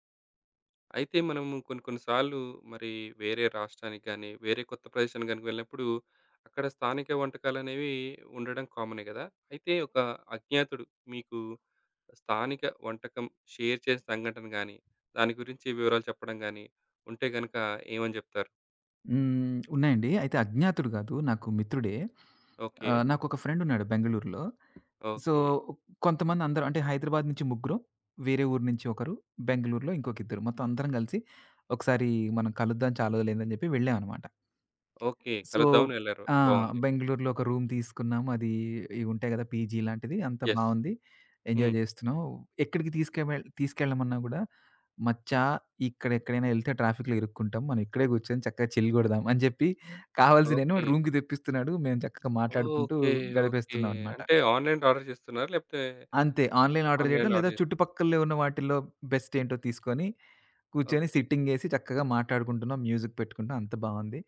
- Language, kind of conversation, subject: Telugu, podcast, ఒక అజ్ఞాతుడు మీతో స్థానిక వంటకాన్ని పంచుకున్న సంఘటన మీకు గుర్తుందా?
- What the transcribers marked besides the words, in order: in English: "షేర్"; lip smack; in English: "ఫ్రెండ్"; in English: "సో"; tapping; in English: "సో"; in English: "రూమ్"; in English: "పీజీ"; in English: "ఎంజాయ్"; in English: "యెస్"; in English: "ట్రాఫిక్‌లో"; in English: "రూమ్‌కి"; other background noise; in English: "ఆన్‌లైన్‌లో ఆర్డర్"; in English: "ఆన్‌లైన్‌లో ఆర్డర్"; in English: "ఆన్‌లైన్ ఆర్డర్"; in English: "మ్యూజిక్"